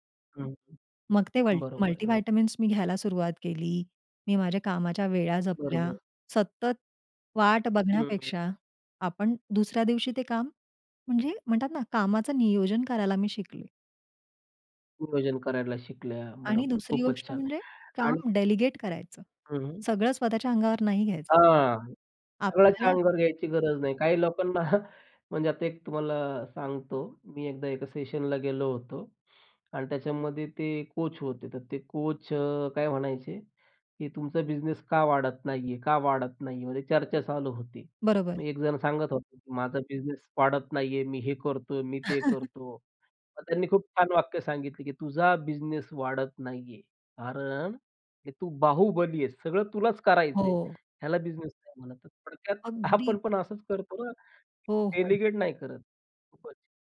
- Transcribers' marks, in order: in English: "डेलिगेट"; chuckle; in English: "सेशनला"; chuckle; laughing while speaking: "आपण"; in English: "डेलिगेट"
- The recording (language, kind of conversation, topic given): Marathi, podcast, मानसिक थकवा